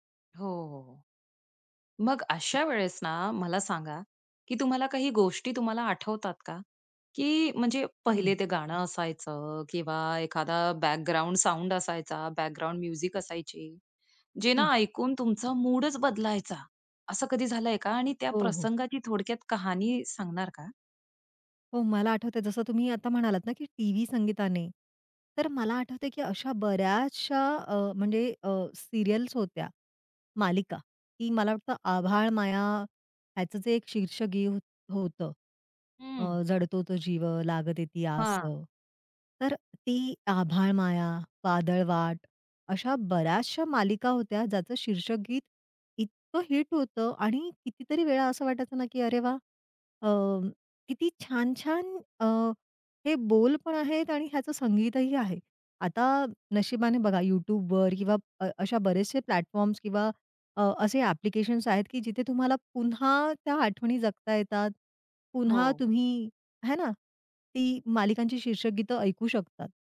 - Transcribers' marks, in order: in English: "साउंड"; in English: "म्युझिक"; other background noise; in English: "सीरियल्स"; tapping; in English: "प्लॅटफॉर्म्स"
- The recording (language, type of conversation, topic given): Marathi, podcast, चित्रपट आणि टीव्हीच्या संगीतामुळे तुझ्या संगीत-आवडीत काय बदल झाला?